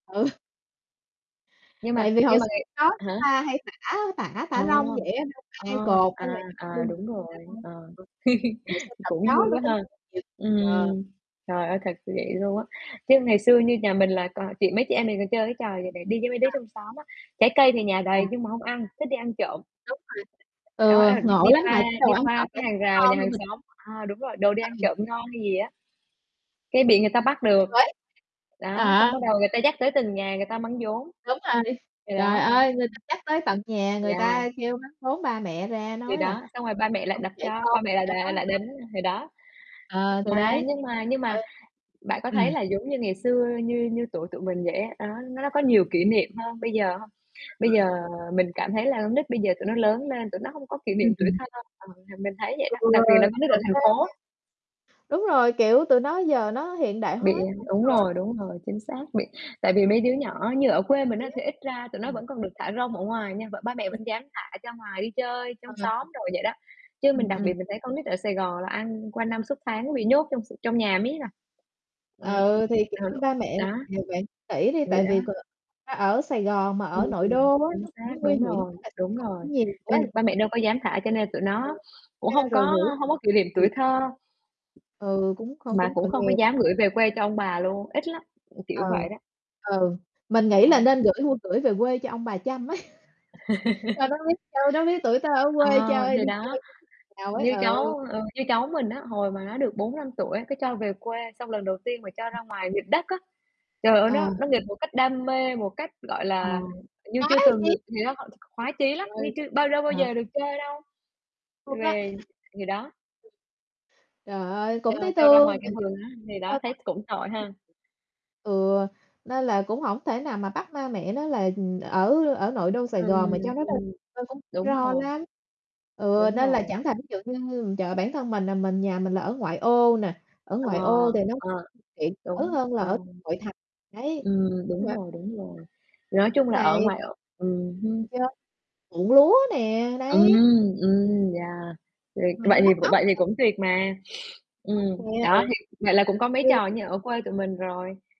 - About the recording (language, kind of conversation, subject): Vietnamese, unstructured, Bạn có thể kể về một kỷ niệm tuổi thơ mà bạn không bao giờ quên không?
- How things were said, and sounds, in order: laughing while speaking: "Ừ"; other background noise; distorted speech; tapping; chuckle; unintelligible speech; unintelligible speech; unintelligible speech; static; unintelligible speech; unintelligible speech; sniff; laughing while speaking: "á"; laugh; alarm; other noise; sniff